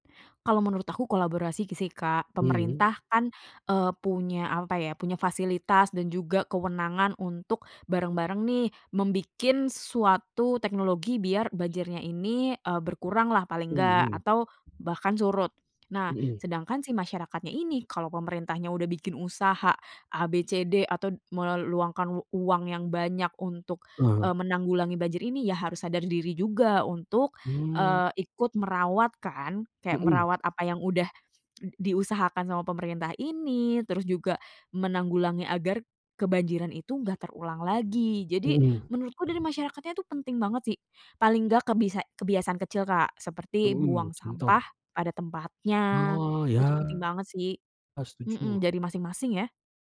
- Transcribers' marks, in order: other background noise
- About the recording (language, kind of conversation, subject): Indonesian, podcast, Apa pengalamanmu menghadapi banjir atau kekeringan di lingkunganmu?